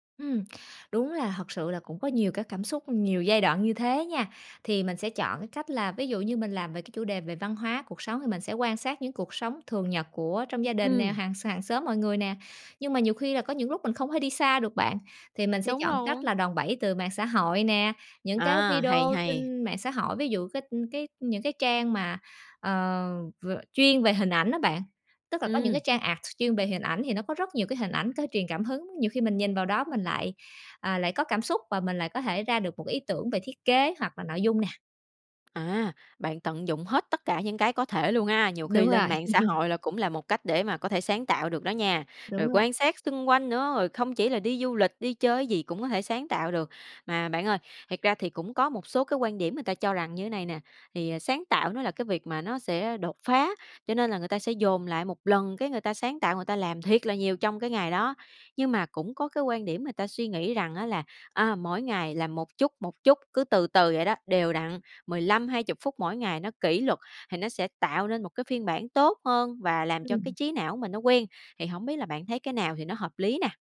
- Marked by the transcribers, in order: tapping; in English: "art"; laugh
- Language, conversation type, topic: Vietnamese, podcast, Bạn chia nhỏ mục tiêu sáng tạo như thế nào để tiến bộ?